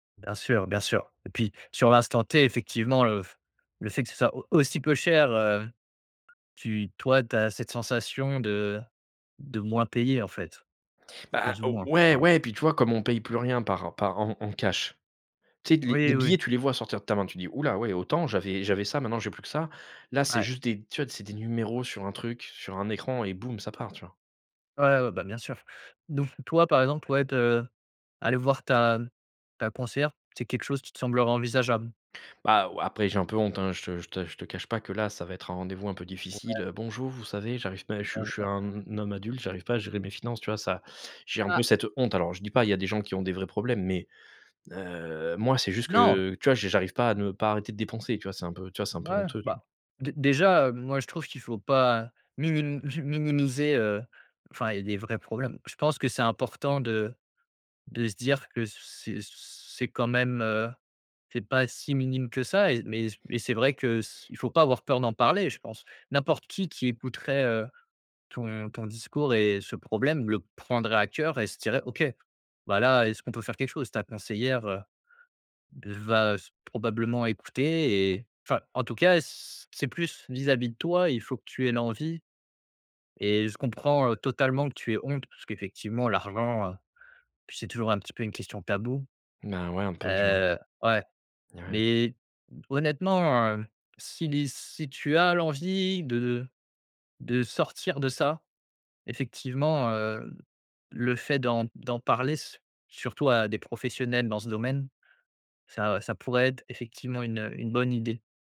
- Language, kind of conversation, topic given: French, advice, Comment gérer le stress provoqué par des factures imprévues qui vident votre compte ?
- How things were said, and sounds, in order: unintelligible speech; unintelligible speech